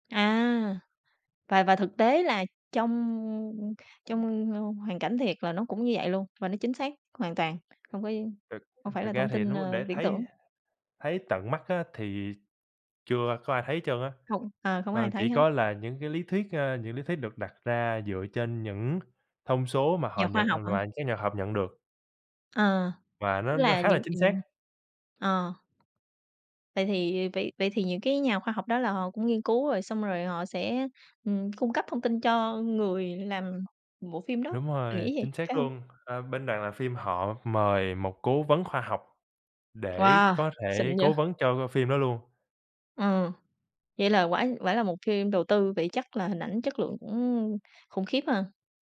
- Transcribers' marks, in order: tapping; other background noise
- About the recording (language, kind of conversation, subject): Vietnamese, unstructured, Phim nào khiến bạn nhớ mãi không quên?